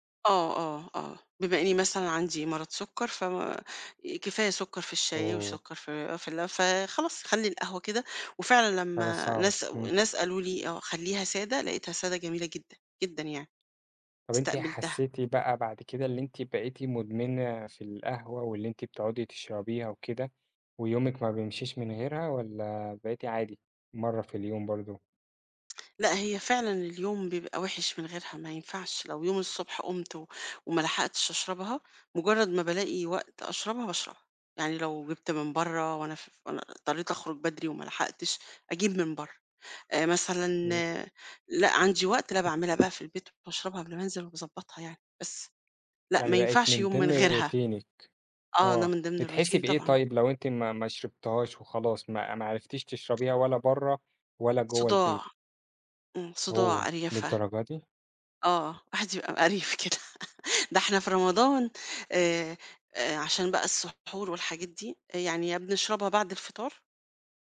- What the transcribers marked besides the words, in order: tapping; tsk; other background noise; in English: "روتينِك"; in English: "الroutine"; laughing while speaking: "مِقَريف كده"; chuckle
- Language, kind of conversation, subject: Arabic, podcast, قهوة ولا شاي الصبح؟ إيه السبب؟